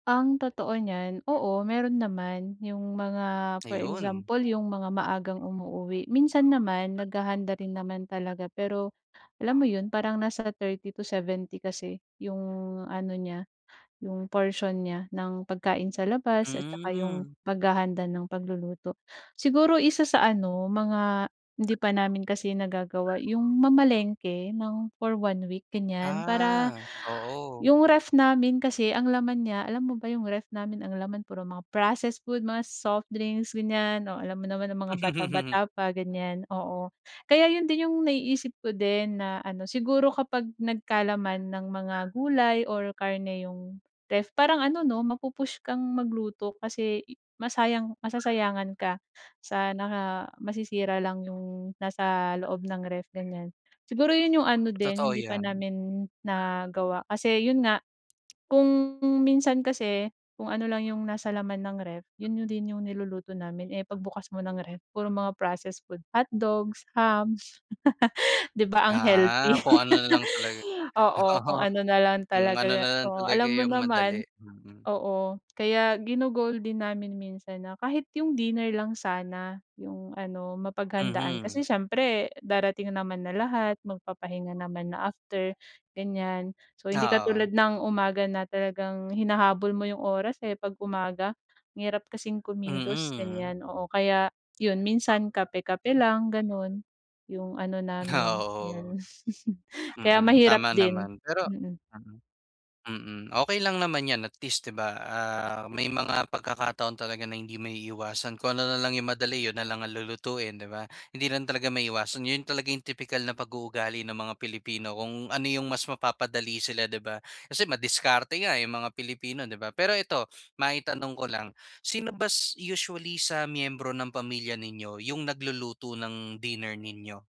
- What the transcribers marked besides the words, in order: tongue click; other background noise; dog barking; gasp; laugh; tapping; laugh; laughing while speaking: "oo"; laugh; laughing while speaking: "Ah, oo"; laugh
- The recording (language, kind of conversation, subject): Filipino, advice, Paano ako makapaghahanda ng pagkain para sa buong linggo kahit siksik ang iskedyul ko?